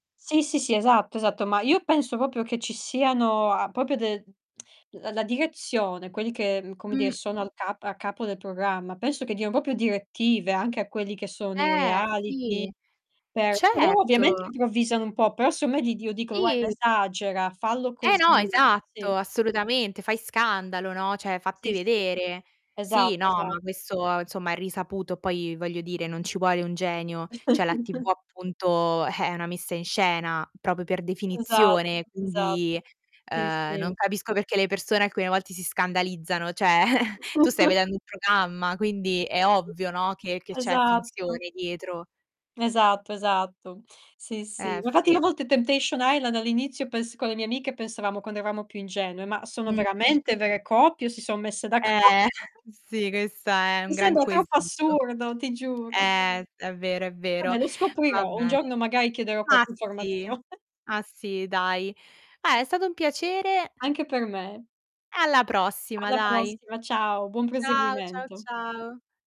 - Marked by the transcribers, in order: lip smack; tapping; distorted speech; "secondo" said as "seondo"; "cioè" said as "ceh"; chuckle; "cioè" said as "ceh"; giggle; chuckle; other noise; chuckle; laughing while speaking: "d'accordo?"; laughing while speaking: "sì"; laughing while speaking: "informazione"
- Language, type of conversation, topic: Italian, unstructured, Ti dà fastidio quando i programmi si concentrano solo sugli scandali?